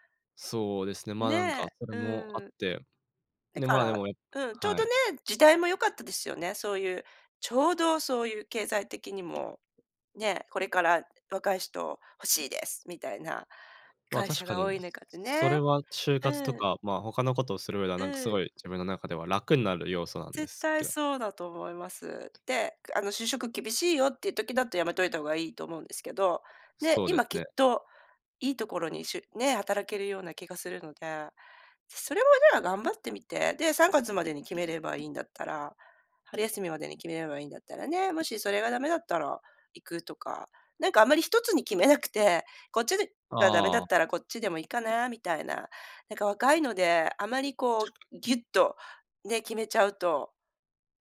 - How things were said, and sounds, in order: other background noise; stressed: "欲しいです"; other noise; unintelligible speech
- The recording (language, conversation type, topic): Japanese, advice, 選択を迫られ、自分の価値観に迷っています。どうすれば整理して決断できますか？